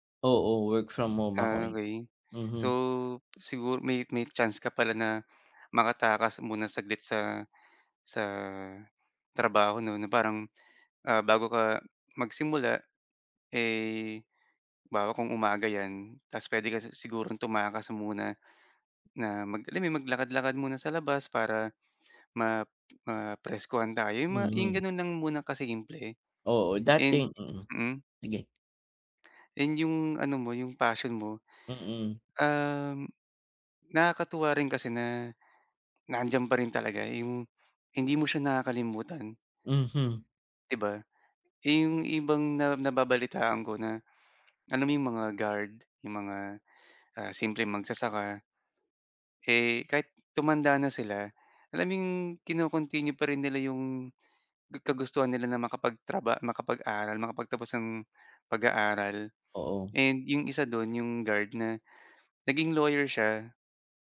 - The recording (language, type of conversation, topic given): Filipino, advice, Paano ko malalampasan ang takot na mabigo nang hindi ko nawawala ang tiwala at pagpapahalaga sa sarili?
- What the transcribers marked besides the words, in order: none